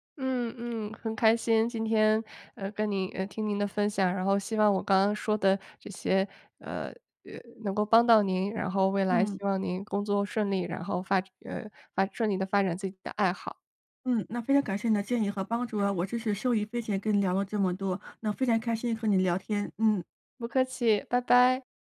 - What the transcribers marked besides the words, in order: none
- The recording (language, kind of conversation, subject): Chinese, advice, 如何在繁忙的工作中平衡工作与爱好？